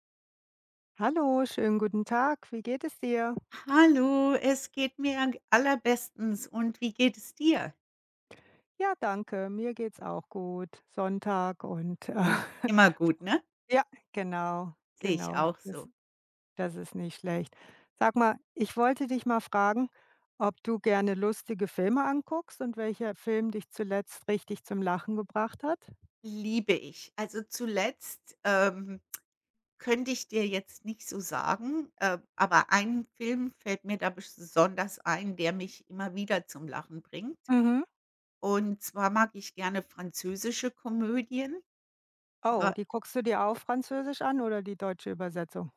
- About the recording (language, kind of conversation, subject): German, unstructured, Welcher Film hat dich zuletzt richtig zum Lachen gebracht?
- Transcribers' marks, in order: other background noise; chuckle; tapping